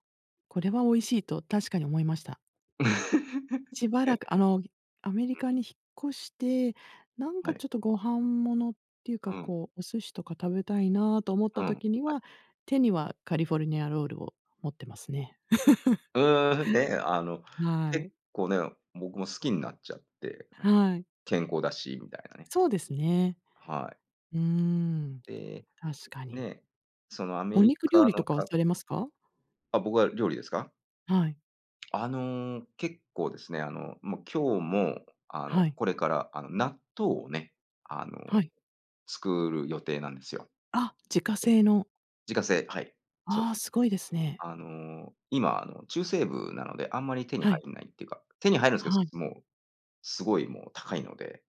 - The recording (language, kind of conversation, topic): Japanese, unstructured, あなたの地域の伝統的な料理は何ですか？
- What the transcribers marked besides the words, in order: laugh; laugh; tapping